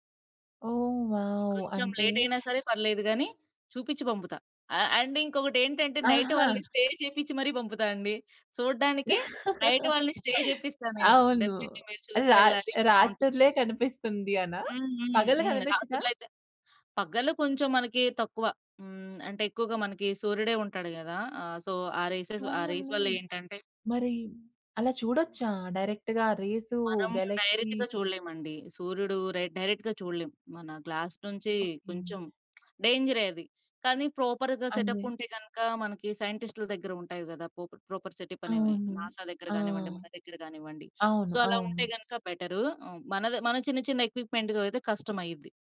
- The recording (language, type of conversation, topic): Telugu, podcast, రాత్రి తారలను చూస్తూ గడిపిన అనుభవం మీలో ఏమి మార్పు తీసుకొచ్చింది?
- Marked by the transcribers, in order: in English: "వావ్!"; in English: "లేట్"; other background noise; in English: "అ అండ్"; in English: "నైట్"; in English: "స్టే"; laugh; in English: "నైట్"; in English: "స్టే"; in English: "డెఫినిట్లీ"; in English: "సో"; in English: "రేసెస్"; in English: "రేస్"; in English: "డైరెక్ట్‌గా"; in English: "గెలాక్సీ?"; in English: "డైరెక్ట్‌గా"; in English: "డైరెక్ట్‌గా"; in English: "గ్లాస్"; tapping; in English: "ప్రాపర్‌గా సెటప్"; in English: "సైంటిస్ట్‌ల"; in English: "పోప ప్రాపర్ సెటప్"; in English: "నాసా"; in English: "సో"; in English: "ఎక్విప్‌మెంట్"